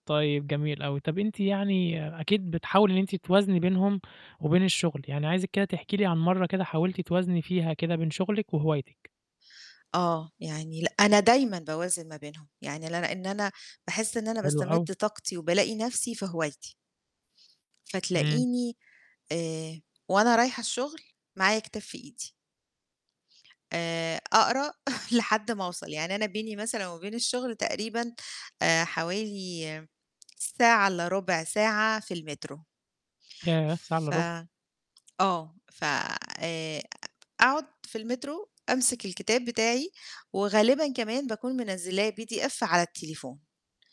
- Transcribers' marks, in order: static; chuckle; in English: "PDF"
- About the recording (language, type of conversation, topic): Arabic, podcast, إزاي بتوازن بين شغلك وهواياتك؟